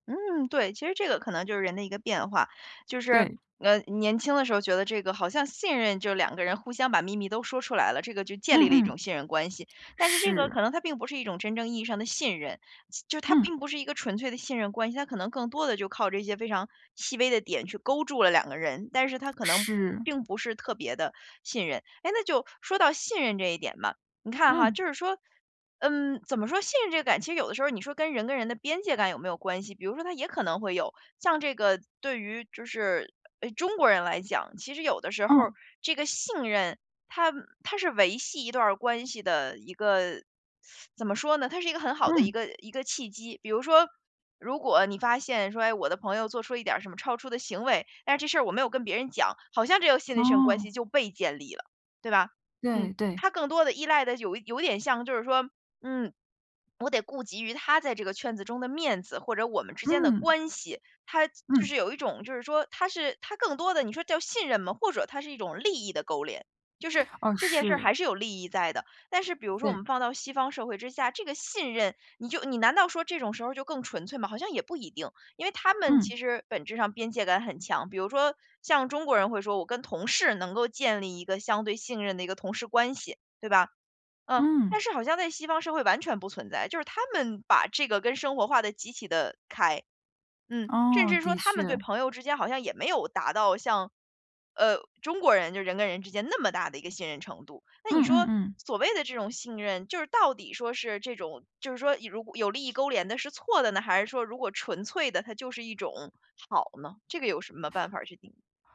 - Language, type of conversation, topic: Chinese, podcast, 什么行为最能快速建立信任？
- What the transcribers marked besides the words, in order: other noise; teeth sucking; "信任" said as "心理"; swallow; stressed: "利益"; swallow; stressed: "那么大"